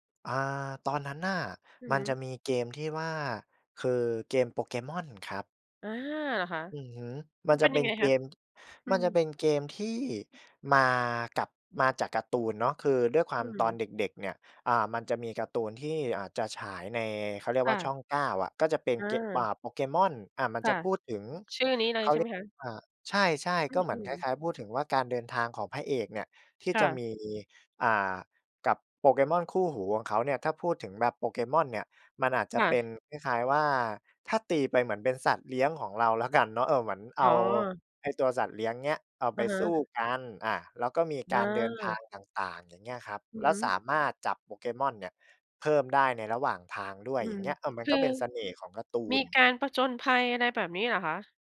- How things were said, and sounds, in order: other background noise
- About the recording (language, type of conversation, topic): Thai, podcast, ของเล่นชิ้นไหนที่คุณยังจำได้แม่นที่สุด และทำไมถึงประทับใจจนจำไม่ลืม?